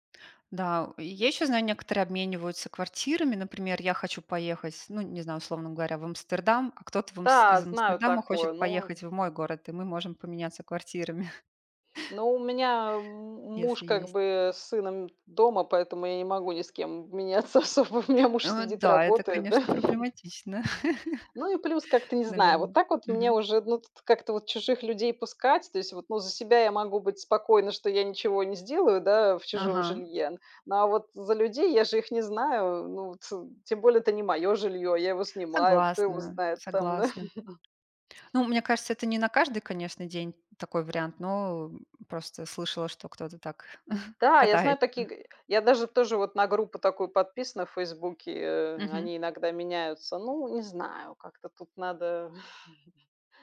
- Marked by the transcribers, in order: other background noise; chuckle; laughing while speaking: "меняться особо"; laughing while speaking: "да"; chuckle; tapping; chuckle; chuckle; chuckle
- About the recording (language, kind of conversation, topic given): Russian, unstructured, Как лучше всего знакомиться с местной культурой во время путешествия?